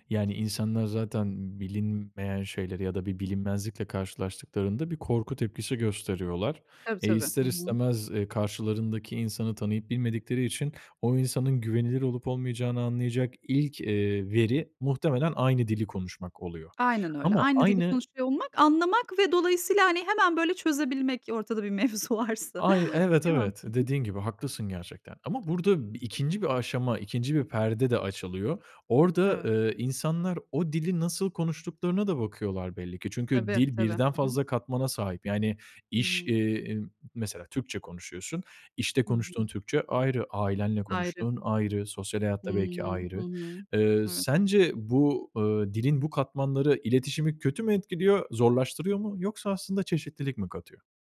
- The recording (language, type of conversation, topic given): Turkish, podcast, Diliniz veya şiveniz aidiyet duygunuzu nasıl etkiledi, bu konuda deneyiminiz nedir?
- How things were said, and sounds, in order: laughing while speaking: "bir mevzu varsa"